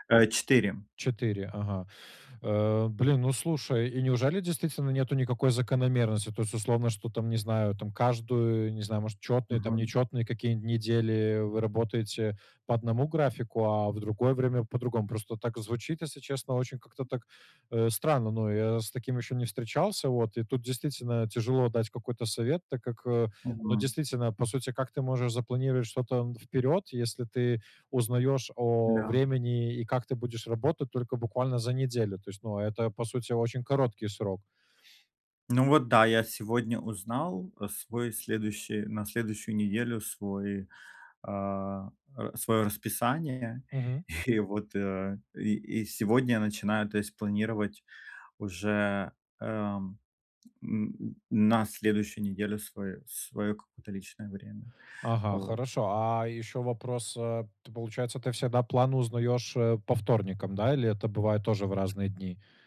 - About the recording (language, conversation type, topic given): Russian, advice, Как лучше распределять работу и личное время в течение дня?
- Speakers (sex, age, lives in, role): male, 25-29, Poland, advisor; male, 35-39, Netherlands, user
- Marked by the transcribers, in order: tapping; other background noise; laughing while speaking: "И вот"